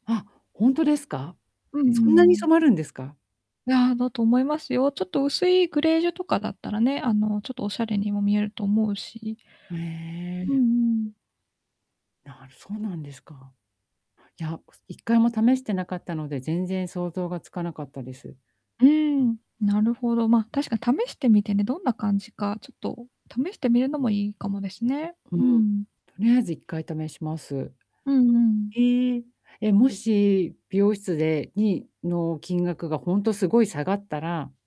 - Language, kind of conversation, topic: Japanese, advice, 限られた予算の中でおしゃれに見せるには、どうすればいいですか？
- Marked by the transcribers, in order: distorted speech